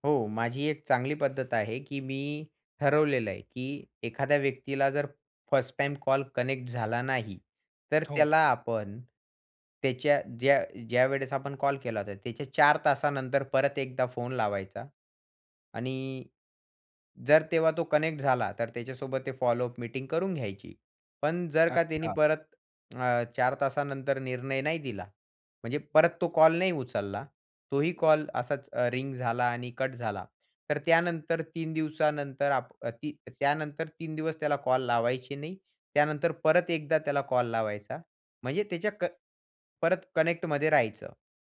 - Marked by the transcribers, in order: other background noise; in English: "कनेक्ट"; other noise; in English: "कनेक्ट"; tapping; in English: "कनेक्टमध्ये"
- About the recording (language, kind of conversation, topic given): Marathi, podcast, लक्षात राहील असा पाठपुरावा कसा करावा?